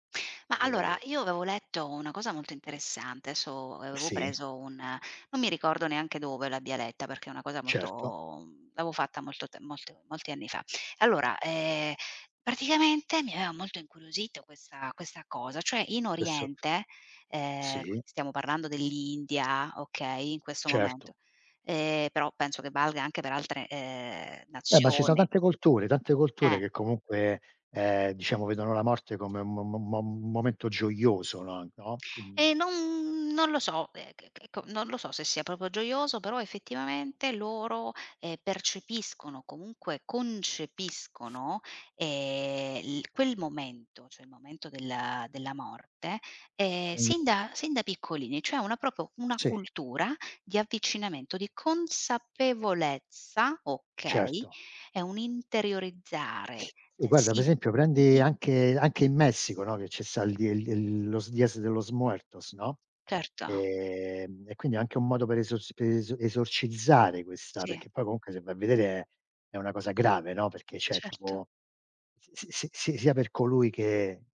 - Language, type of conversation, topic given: Italian, unstructured, Pensi che sia importante parlare della propria morte?
- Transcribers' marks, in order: "gioioso" said as "gioglioso"; other background noise; "proprio" said as "propo"; unintelligible speech; in Spanish: "los Días de los muertos"